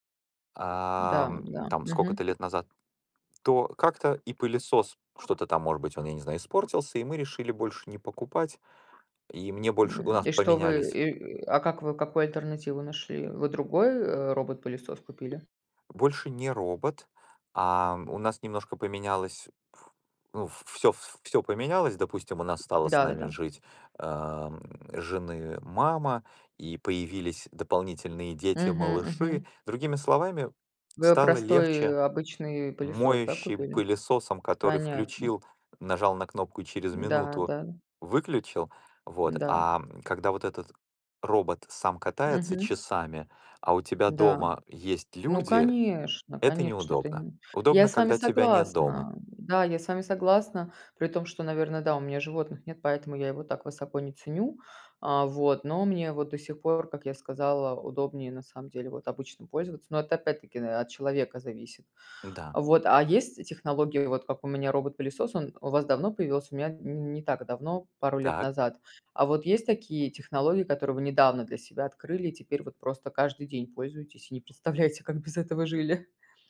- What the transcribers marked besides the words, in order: tapping; other background noise; background speech; laughing while speaking: "представляете, как без этого жили?"
- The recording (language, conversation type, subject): Russian, unstructured, Какие технологии вы считаете самыми полезными в быту?